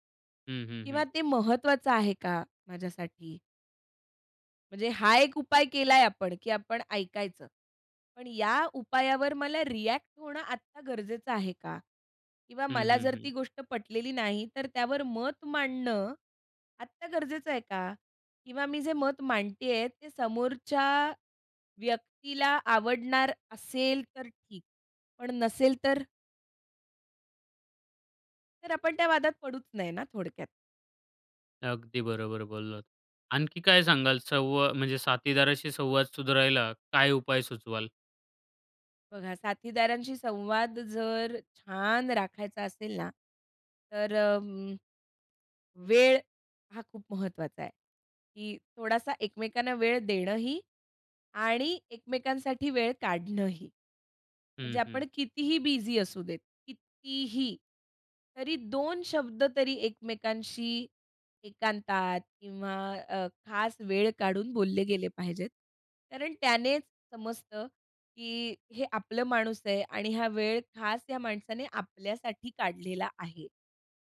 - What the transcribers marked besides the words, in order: in English: "रिएक्ट"; trusting: "मत मांडणं आत्ता गरजेचं आहे का?"; stressed: "छान"; in English: "बिझी"; stressed: "कितीही"
- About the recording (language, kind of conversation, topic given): Marathi, podcast, साथीदाराशी संवाद सुधारण्यासाठी कोणते सोपे उपाय सुचवाल?